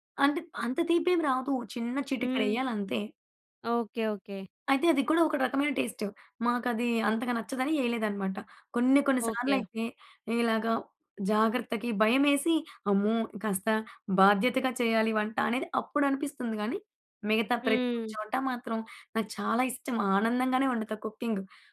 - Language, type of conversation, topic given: Telugu, podcast, మీకు వంట చేయడం ఆనందమా లేక బాధ్యతా?
- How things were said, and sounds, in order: none